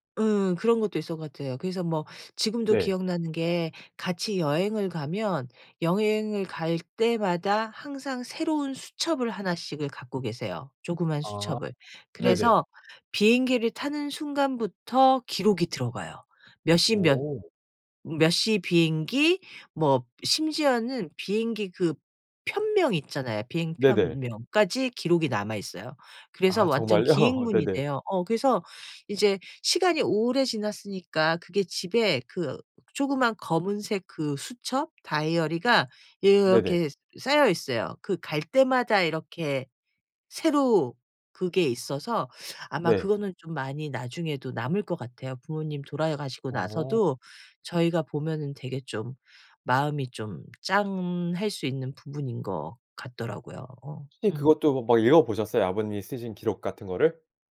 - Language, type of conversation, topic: Korean, podcast, 집안에서 대대로 이어져 내려오는 전통에는 어떤 것들이 있나요?
- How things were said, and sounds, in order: laughing while speaking: "정말요?"; tapping